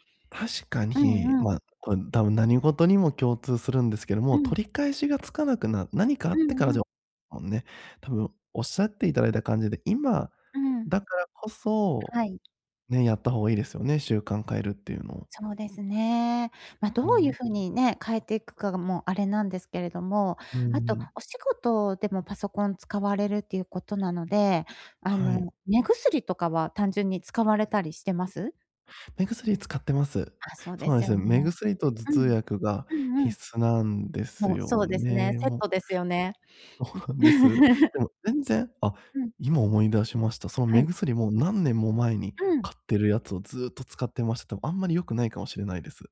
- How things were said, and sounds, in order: unintelligible speech; other background noise; laugh
- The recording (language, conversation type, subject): Japanese, advice, 就寝前にスマホや画面をつい見てしまう習慣をやめるにはどうすればいいですか？